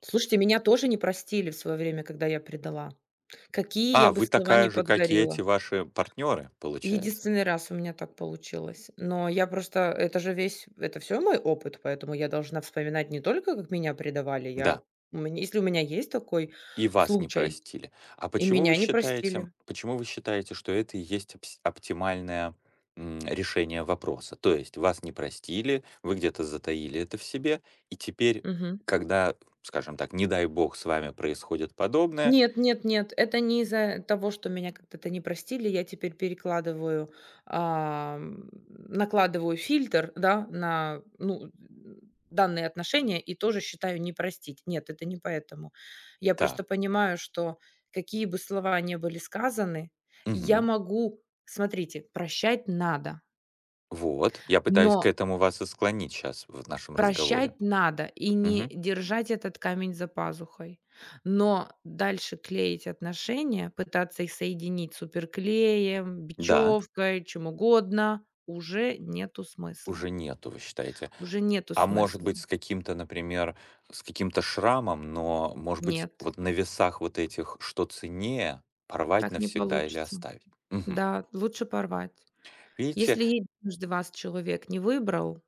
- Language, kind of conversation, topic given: Russian, unstructured, Можно ли сохранить отношения после предательства?
- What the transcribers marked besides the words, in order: tapping; other background noise